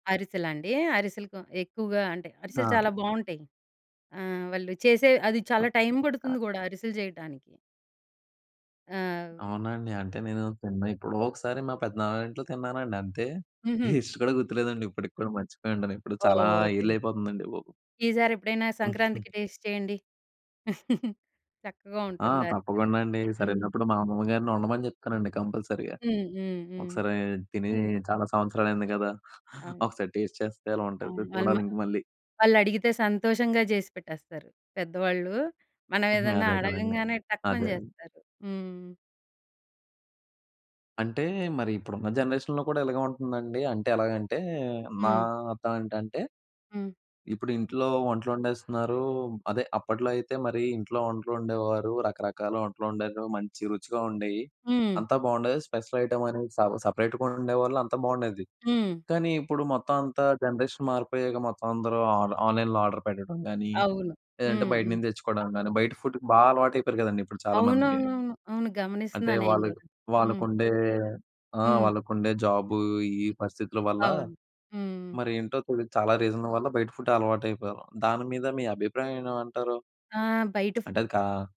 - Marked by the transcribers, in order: in English: "టేస్ట్"; chuckle; in English: "టేస్ట్"; chuckle; in English: "కంపల్సరీగా"; giggle; in English: "టేస్ట్"; in English: "జనరేషన్‌లో"; in English: "స్పెషల్ ఐటెమ్"; in English: "స సపరేట్‌గా"; in English: "జనరేషన్"; in English: "ఆన్ -ఆన్‌లైన్‌లో ఆర్డర్"; other background noise; in English: "ఫుడ్‌కు"; in English: "రీజన్"; in English: "ఫుడ్"
- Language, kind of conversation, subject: Telugu, podcast, మీ ఇంట్లో ప్రతిసారి తప్పనిసరిగా వండే ప్రత్యేక వంటకం ఏది?